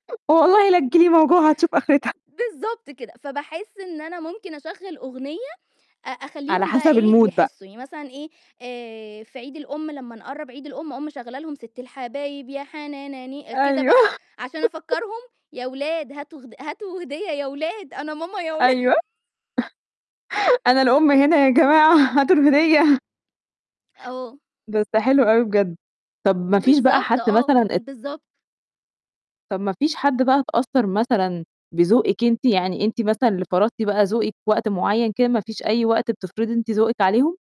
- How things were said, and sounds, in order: other noise; laughing while speaking: "والله لتيجي لي موجوع وهتشوف آخرتها"; in English: "الMood"; singing: "ست الحبايب يا حنان ني"; laughing while speaking: "أيوه"; chuckle; laughing while speaking: "يا ولاد أنا ماما يا ولا"; tapping; laughing while speaking: "أيوه، أنا الأم هنا يا جماعة هاتوا الهدية"; chuckle
- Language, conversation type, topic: Arabic, podcast, إزاي ذوقك في الموسيقى اتغيّر مع الوقت؟